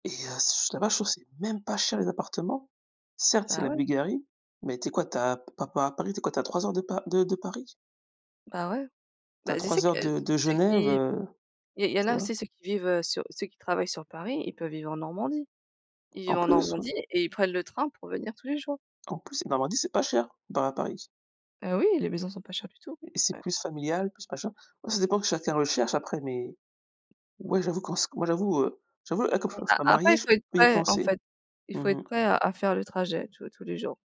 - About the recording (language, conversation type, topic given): French, unstructured, Qu’est-ce qui te rend heureux dans ta façon d’épargner ?
- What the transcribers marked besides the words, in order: sad: "En plus, la Normandie, c'est pas cher, comparé à Paris"